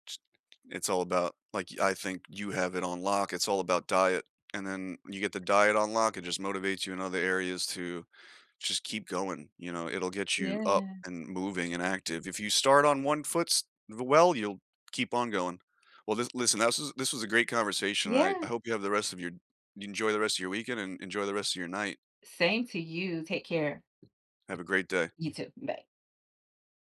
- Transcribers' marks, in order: other background noise; tapping
- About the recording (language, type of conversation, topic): English, unstructured, How do you stay motivated to move regularly?